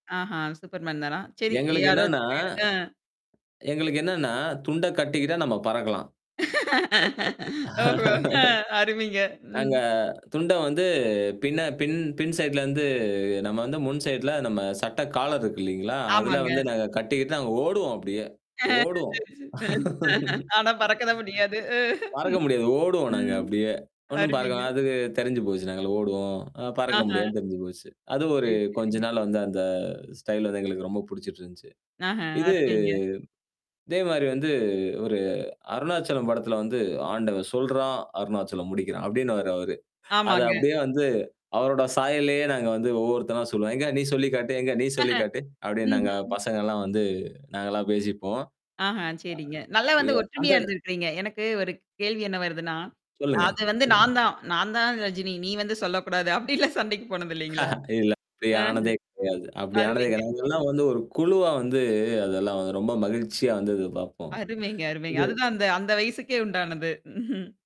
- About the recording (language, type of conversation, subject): Tamil, podcast, உங்கள் நினைவில் இருக்கும் ஒரு உடை அலங்கார மாற்ற அனுபவத்தைச் சொல்ல முடியுமா?
- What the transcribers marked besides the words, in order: other background noise; distorted speech; other noise; drawn out: "என்னன்னா"; tapping; laugh; drawn out: "சைட்லருந்து"; laugh; mechanical hum; laughing while speaking: "ஆனா பறக்கதான் முடியாது. அ. ம்"; static; drawn out: "இது"; put-on voice: "ஆண்டவன் சொல்றான், அருணாச்சலம் முடிக்கிறான்"; laughing while speaking: "அப்டிலாம் சண்டைக்கு போனது இலைங்களா?"; laugh; chuckle